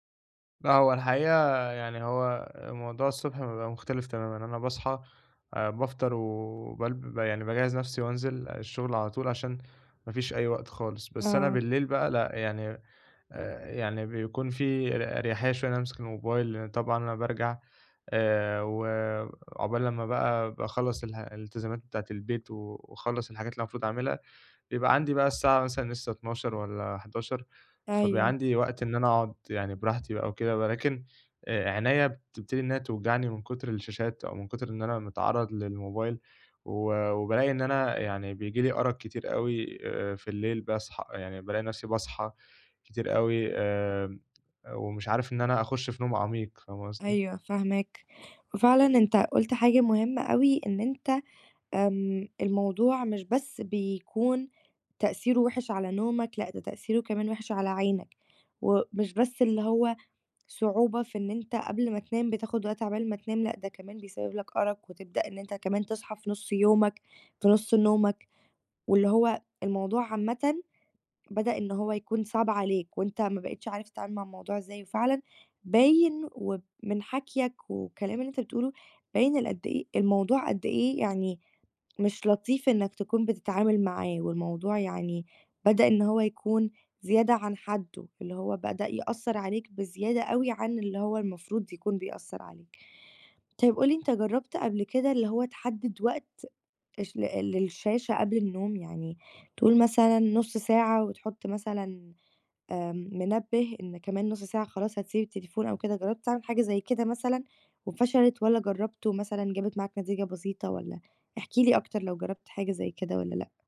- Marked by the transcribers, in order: none
- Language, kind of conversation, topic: Arabic, advice, ازاي أقلل استخدام الموبايل قبل النوم عشان نومي يبقى أحسن؟